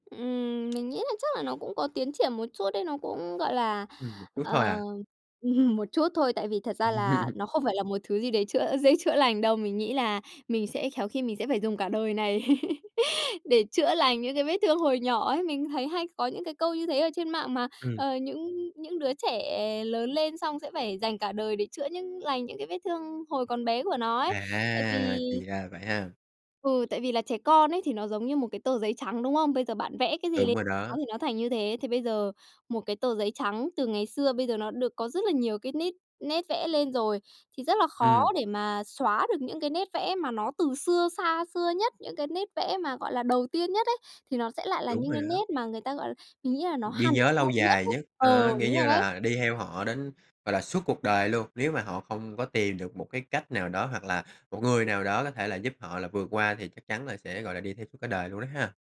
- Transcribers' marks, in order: tapping; laugh; laugh; laughing while speaking: "này"; other background noise
- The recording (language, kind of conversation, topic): Vietnamese, podcast, Bạn có thể kể về một cuộc trò chuyện đã thay đổi hướng đi của bạn không?